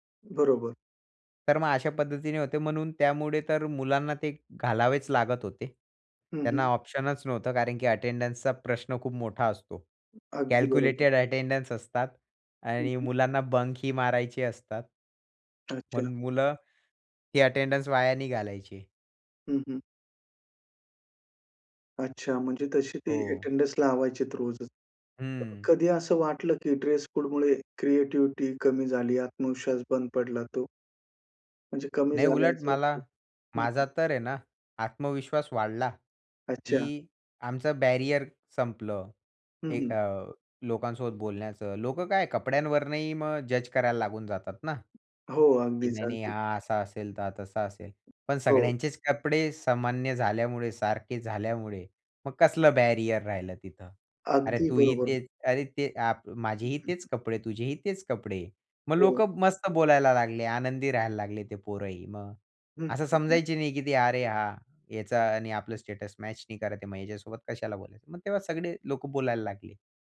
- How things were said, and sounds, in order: in English: "अटेंडन्सचा"; other background noise; tapping; in English: "कॅल्क्युलेटेड अटेंडन्स"; in English: "अटेंडन्स"; in English: "अटेंडन्स"; in English: "ड्रेस कोडमुळे"; other noise; in English: "बॅरियर"; in English: "बॅरियर"; in English: "स्टेटस"
- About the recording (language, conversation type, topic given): Marathi, podcast, शाळा किंवा महाविद्यालयातील पोशाख नियमांमुळे तुमच्या स्वतःच्या शैलीवर कसा परिणाम झाला?